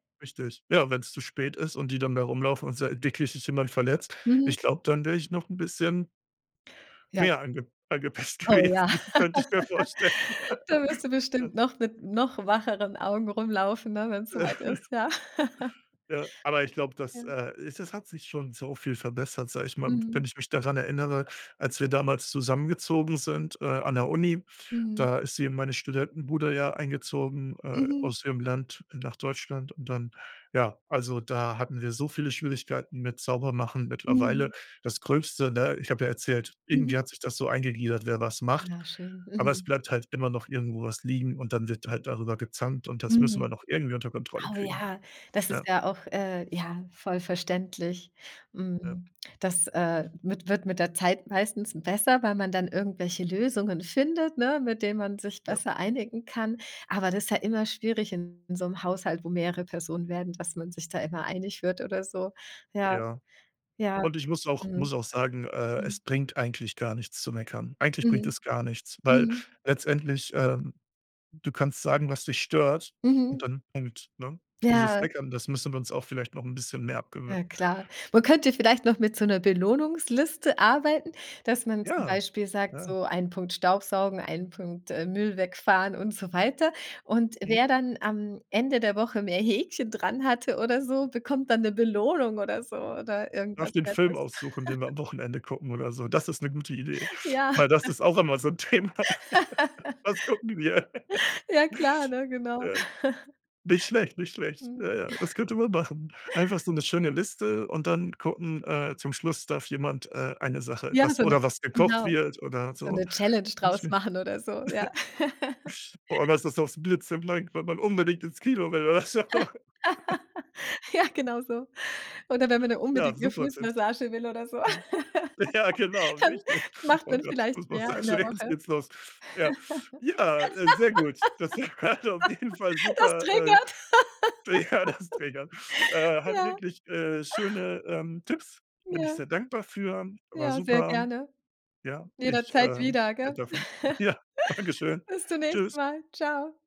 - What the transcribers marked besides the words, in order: laughing while speaking: "gewesen, könnte ich mir vorstellen"; laugh; laugh; giggle; giggle; giggle; laugh; laughing while speaking: "so 'n Thema. Was gucken wir?"; giggle; chuckle; unintelligible speech; chuckle; laugh; laugh; laughing while speaking: "Ja"; laughing while speaking: "so"; laugh; laughing while speaking: "Ja, genau, richtig"; laughing while speaking: "jetzt"; laugh; laughing while speaking: "hat auf jeden Fall"; laugh; laughing while speaking: "ja, das"; laughing while speaking: "Das triggert"; laugh; laughing while speaking: "Ja, dankeschön"; giggle
- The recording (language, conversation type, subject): German, advice, Wie kann ich meinen Tagesplan besser einhalten, wenn ich ständig das Gefühl habe, Zeit zu verschwenden?